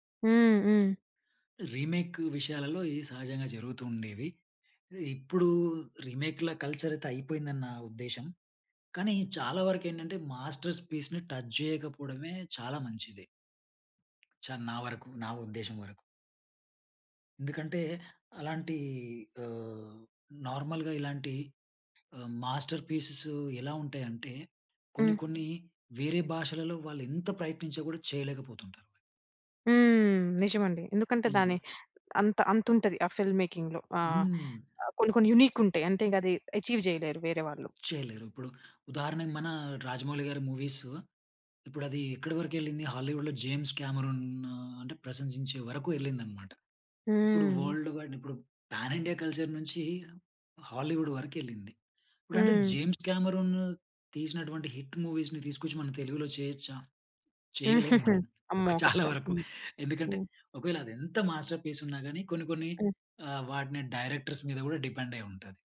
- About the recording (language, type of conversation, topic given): Telugu, podcast, రిమేక్‌లు, ఒరిజినల్‌ల గురించి మీ ప్రధాన అభిప్రాయం ఏమిటి?
- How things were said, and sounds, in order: in English: "రీమేక్"; in English: "రీమేక్‌ల కల్చర్"; in English: "మాస్టర్స్ పీస్‌ని టచ్"; tapping; in English: "నార్మల్‌గా"; in English: "మాస్టర్‌పీసెస్"; drawn out: "హ్మ్"; in English: "ఫిల్మ్ మేకింగ్‌లో"; in English: "యూనిక్"; in English: "అచీవ్"; in English: "హాలీవుడ్‌లో"; in English: "వర్ల్డ్ వైడ్"; in English: "పాన్ ఇండియా కల్చర్"; in English: "హాలీవుడ్"; in English: "హిట్ మూవీస్‌ని"; giggle; laughing while speaking: "చాలా వరకు"; other background noise; in English: "మాస్టర్‌పీస్"; in English: "డైరెక్టర్స్"; in English: "డిపెండ్"